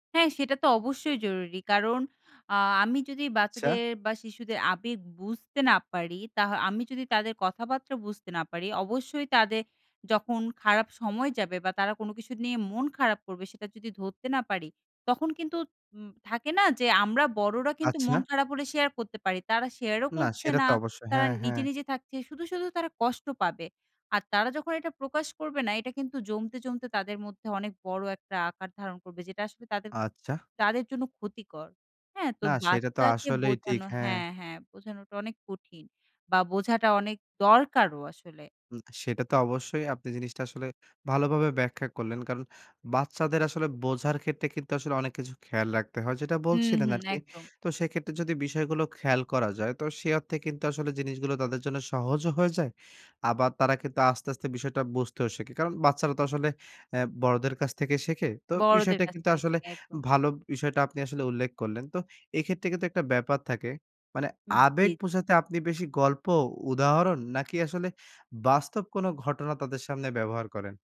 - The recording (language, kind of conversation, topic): Bengali, podcast, বাচ্চাদের আবেগ বুঝতে আপনি কীভাবে তাদের সঙ্গে কথা বলেন?
- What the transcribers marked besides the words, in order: bird